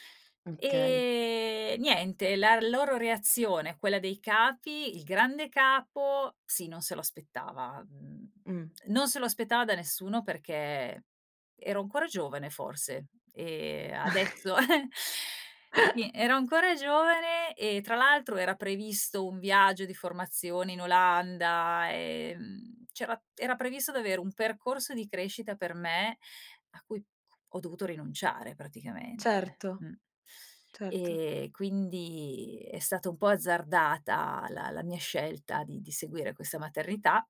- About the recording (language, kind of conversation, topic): Italian, podcast, Come hai comunicato il cambiamento ai colleghi e ai responsabili?
- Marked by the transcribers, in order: "okay" said as "kay"; chuckle; giggle; chuckle; other background noise